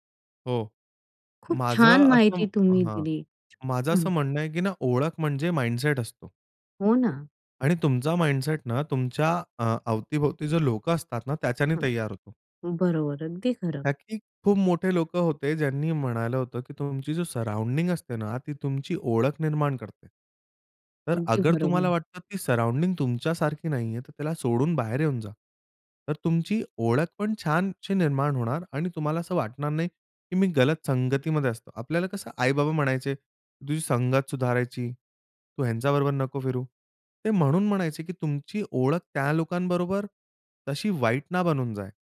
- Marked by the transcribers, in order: other background noise; in English: "माइंडसेट"; in English: "माइंडसेट"; in English: "सराऊंडिंग"; in Hindi: "अगर"; in English: "सराऊंडिंग"; in Hindi: "गलत"
- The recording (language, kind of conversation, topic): Marathi, podcast, स्वतःला ओळखण्याचा प्रवास कसा होता?